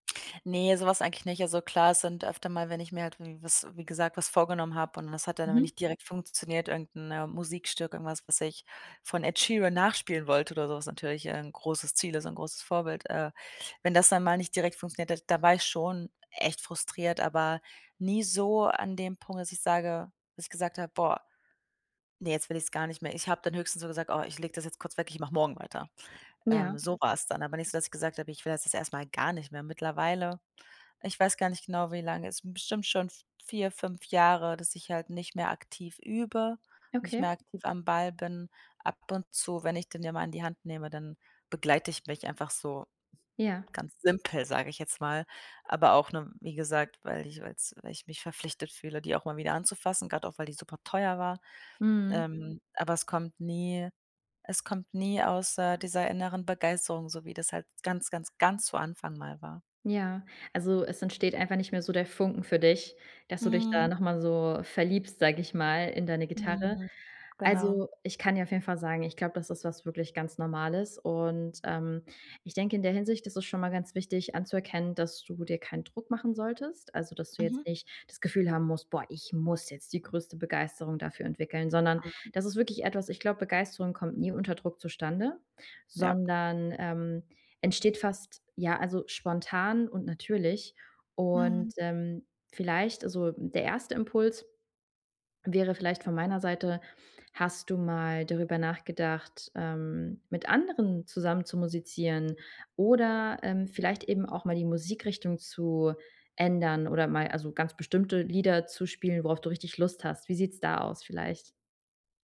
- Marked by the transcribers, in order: other background noise; stressed: "gar"; stressed: "ganz"
- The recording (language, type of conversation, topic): German, advice, Wie kann ich mein Pflichtgefühl in echte innere Begeisterung verwandeln?